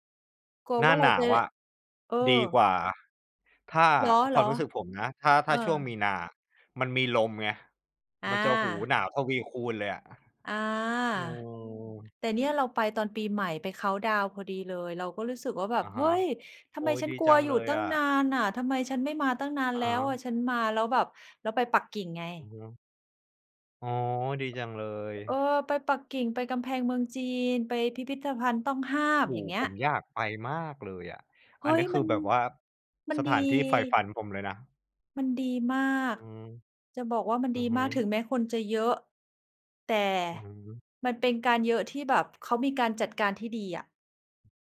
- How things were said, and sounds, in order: drawn out: "เออ"; joyful: "โอ้โฮ ! ผมอยากไปมากเลยอะ"; surprised: "เฮ้ย ! มัน มันดี"
- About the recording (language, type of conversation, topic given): Thai, unstructured, ทำไมคนเรามักชอบใช้เงินกับสิ่งที่ทำให้ตัวเองมีความสุข?